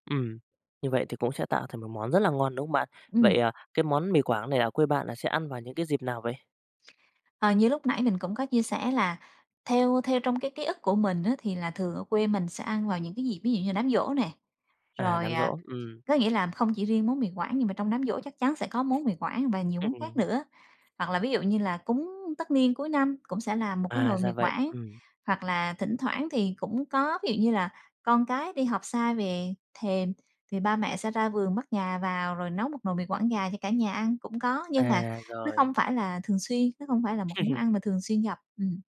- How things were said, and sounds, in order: tapping; laugh
- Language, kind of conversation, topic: Vietnamese, podcast, Món ăn gia truyền nào khiến bạn nhớ nhà nhất?